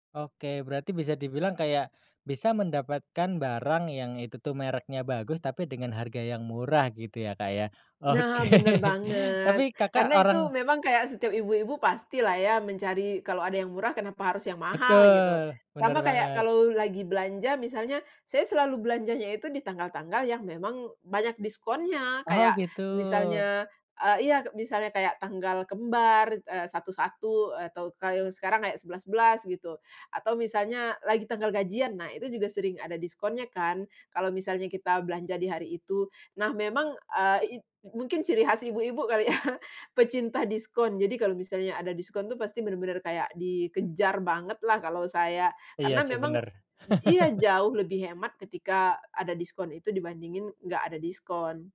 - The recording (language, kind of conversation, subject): Indonesian, podcast, Bagaimana cara mengurangi belanja pakaian tanpa kehilangan gaya?
- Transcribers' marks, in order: laughing while speaking: "Oke"; chuckle; laughing while speaking: "ya"; chuckle